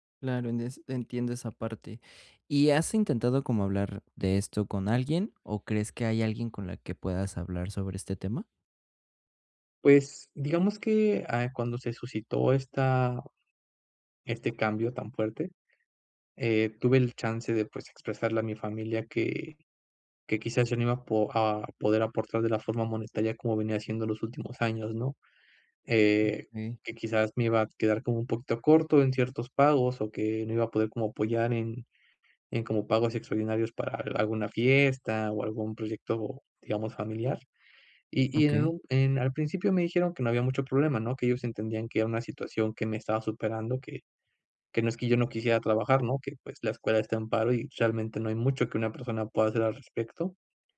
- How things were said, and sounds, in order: none
- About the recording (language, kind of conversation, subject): Spanish, advice, ¿Cómo puedo manejar la incertidumbre durante una transición, como un cambio de trabajo o de vida?